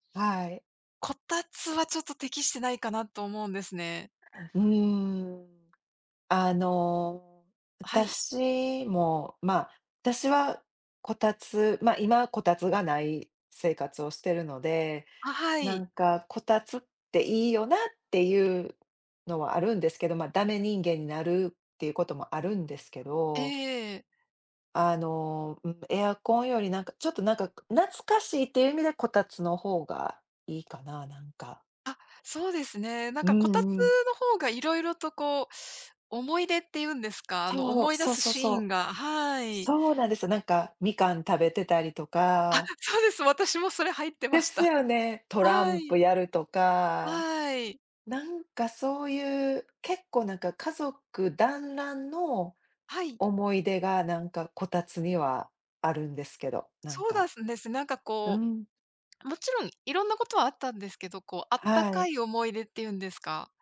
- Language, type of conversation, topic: Japanese, unstructured, 冬の暖房にはエアコンとこたつのどちらが良いですか？
- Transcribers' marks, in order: none